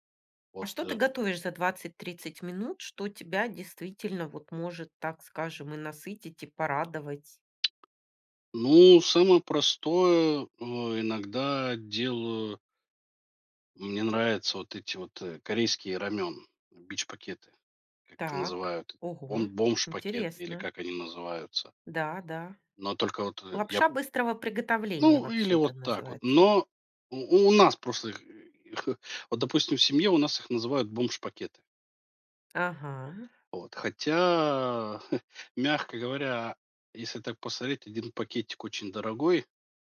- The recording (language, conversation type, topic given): Russian, podcast, Что для вас значит уютная еда?
- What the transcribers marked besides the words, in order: other background noise; tapping; drawn out: "Хотя"; chuckle